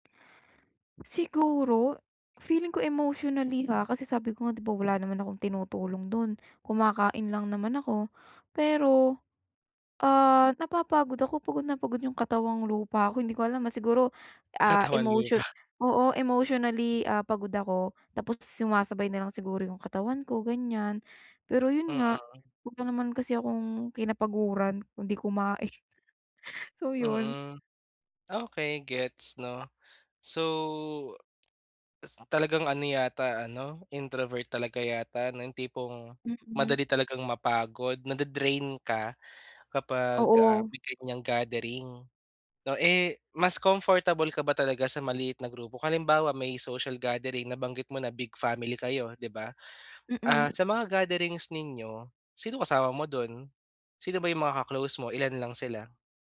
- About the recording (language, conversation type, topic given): Filipino, advice, Bakit palagi akong pagod pagkatapos ng mga pagtitipong panlipunan?
- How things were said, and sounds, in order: laughing while speaking: "Katawan lupa"; chuckle; tapping